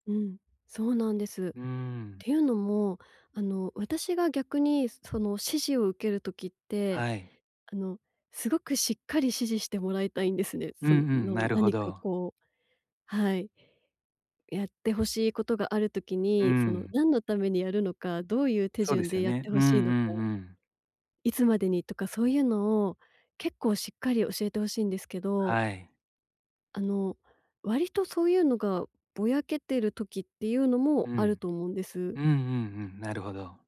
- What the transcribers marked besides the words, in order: laughing while speaking: "ですね"
- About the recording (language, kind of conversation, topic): Japanese, advice, 短時間で会議や発表の要点を明確に伝えるには、どうすればよいですか？